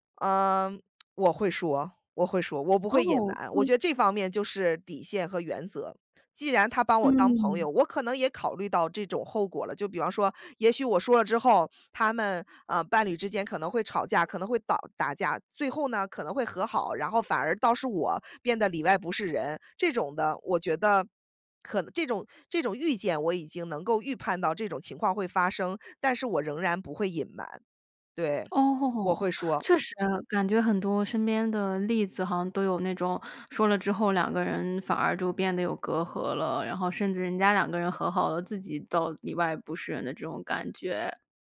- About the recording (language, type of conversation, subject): Chinese, podcast, 你为了不伤害别人，会选择隐瞒自己的真实想法吗？
- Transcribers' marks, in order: tapping